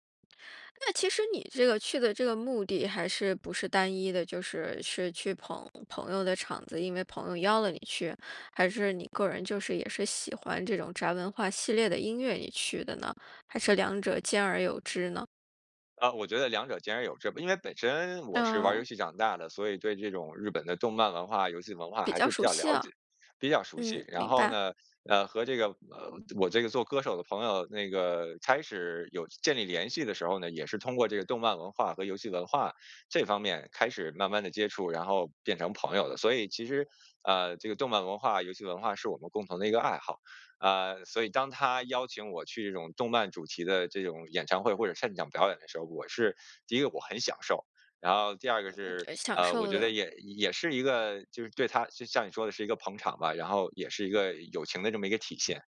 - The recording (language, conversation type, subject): Chinese, podcast, 在不同的情境下听歌，会影响你当下的偏好吗？
- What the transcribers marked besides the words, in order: "现" said as "擅"